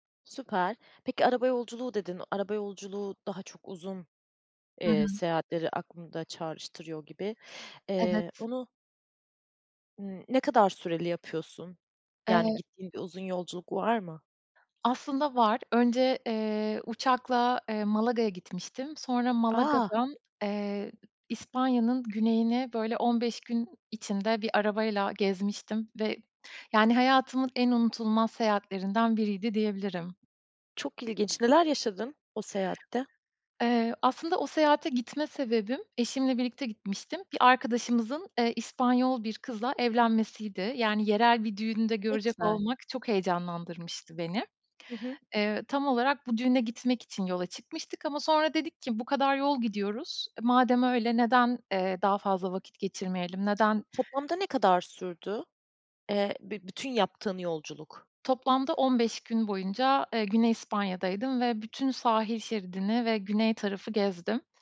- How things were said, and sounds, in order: tapping
- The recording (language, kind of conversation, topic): Turkish, podcast, En unutulmaz seyahatini nasıl geçirdin, biraz anlatır mısın?